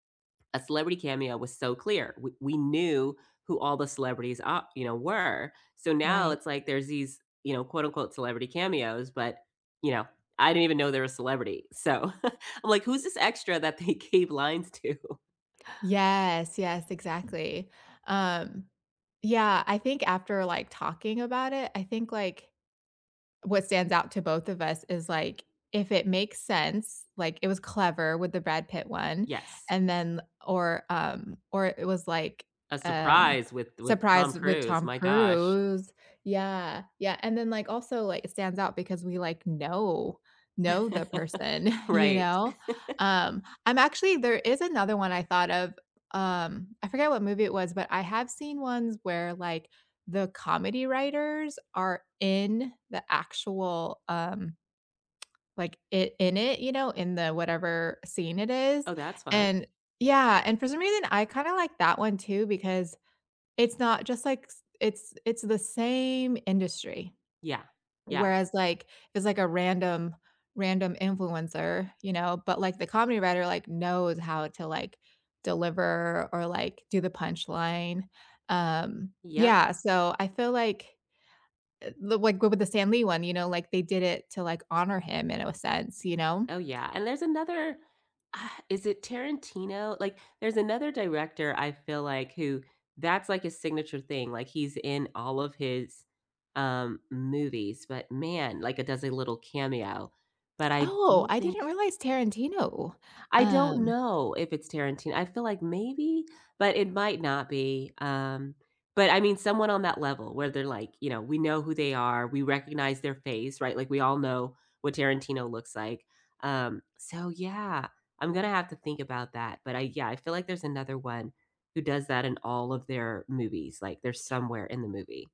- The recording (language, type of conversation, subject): English, unstructured, Which celebrity cameos made you do a double-take?
- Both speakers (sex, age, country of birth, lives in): female, 40-44, United States, United States; female, 45-49, United States, United States
- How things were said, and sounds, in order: other background noise; chuckle; laughing while speaking: "to?"; chuckle; tapping